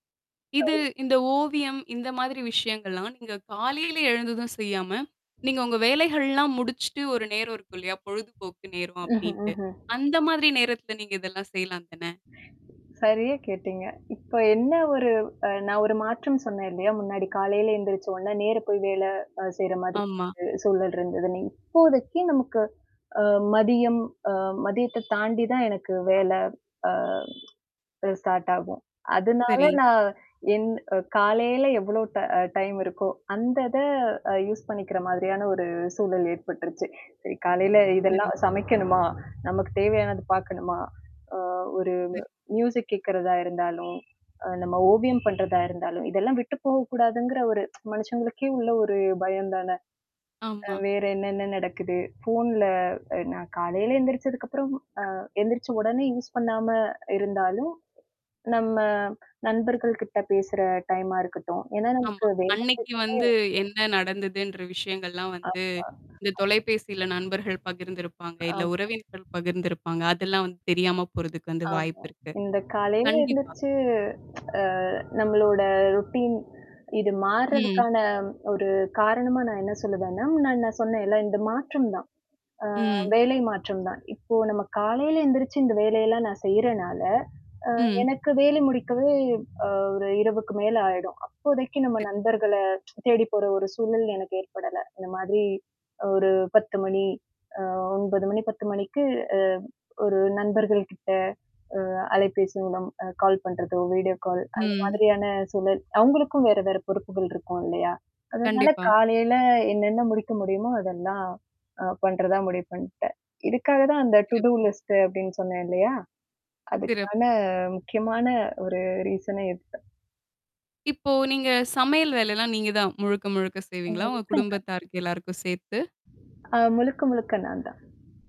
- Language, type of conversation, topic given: Tamil, podcast, காலை எழுந்தவுடன் நீங்கள் முதலில் என்ன செய்கிறீர்கள்?
- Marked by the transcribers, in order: distorted speech; static; tapping; other background noise; laughing while speaking: "ம்ஹ்ம். ம்ஹ்ம்"; mechanical hum; laughing while speaking: "சரியா கேட்டீங்க. இப்ப என்ன ஒரு"; horn; tsk; in English: "ஸ்டார்ட்"; in English: "டைம்"; in English: "யூஸ்"; in English: "மியூசிக்"; tsk; in English: "போன்ல"; in English: "யூஸ்"; in English: "டைம்"; tsk; in English: "ரொட்டீன்"; tsk; in English: "கால்"; in English: "வீடியோ கால்"; in English: "டு டூ லிஸ்ட்"; in English: "ரீசனே"